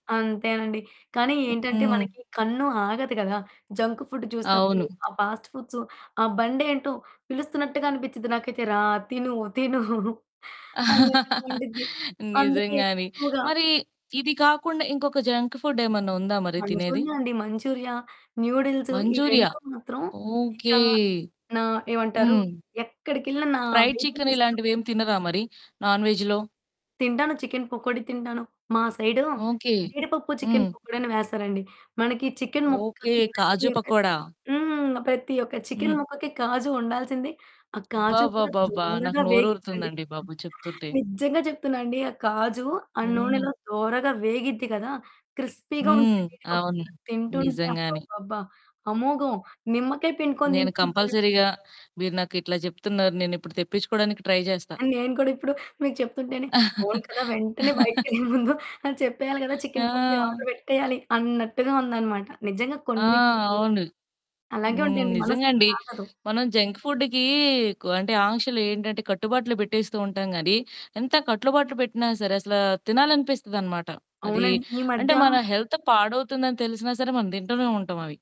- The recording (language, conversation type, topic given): Telugu, podcast, జంక్ ఫుడ్ తినాలని అనిపించినప్పుడు మీరు దాన్ని ఎలా ఎదుర్కొంటారు?
- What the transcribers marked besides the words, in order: in English: "జంక్ ఫుడ్"; static; tapping; in English: "ఫాస్ట్"; laughing while speaking: "తిను అన్నట్టుగా ఉండిద్ది అందుకే ఎక్కువగా"; laugh; in English: "జంక్ ఫుడ్"; other background noise; in English: "వెయిటింగ్ లిస్ట్‌లో"; in English: "ఫ్రైడ్"; in English: "నాన్ వేజ్‌లో?"; distorted speech; in Hindi: "కాజు"; in Hindi: "కాజు"; in Hindi: "కాజు"; unintelligible speech; in Hindi: "కాజు"; in English: "క్రిస్పీ‌గా"; in English: "కంపల్సరీగా"; in English: "ట్రై"; laughing while speaking: "మీకు చెప్తుంటేనే అవును కదా! వెంటనే బయటకేళ్ళే ముందు అని చెప్పేయాలి కదా!"; laugh; in English: "ఆర్డర్"; in English: "జంక్ ఫుడ్‌కి"; in English: "హెల్త్"